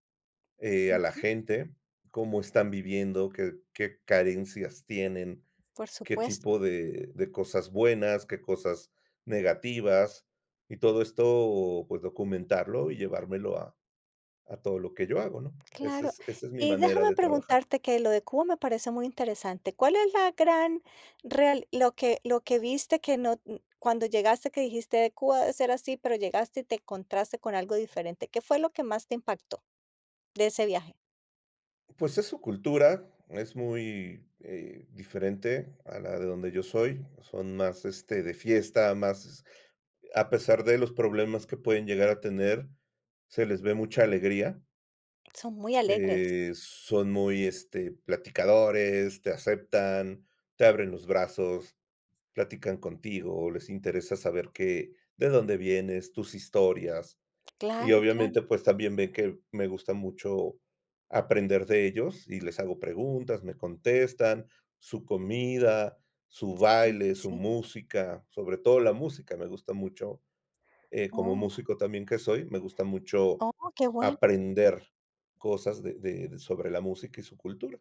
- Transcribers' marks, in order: other background noise
- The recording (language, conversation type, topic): Spanish, podcast, ¿Qué te motiva a viajar y qué buscas en un viaje?
- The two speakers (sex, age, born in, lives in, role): female, 55-59, Colombia, United States, host; male, 55-59, Mexico, Mexico, guest